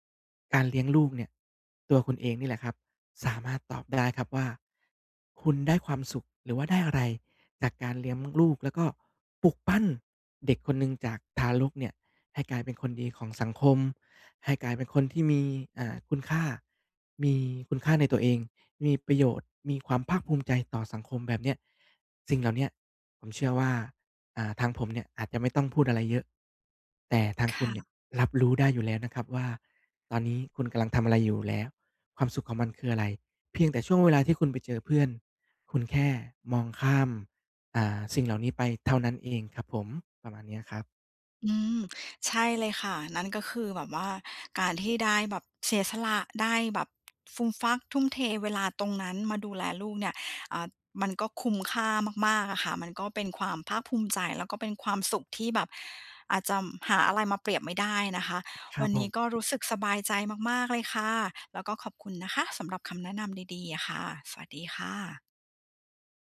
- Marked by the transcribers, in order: "เลี้ยง" said as "เลี้ยม"
- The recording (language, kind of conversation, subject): Thai, advice, ฉันจะหยุดเปรียบเทียบตัวเองกับคนอื่นเพื่อลดความไม่มั่นใจได้อย่างไร?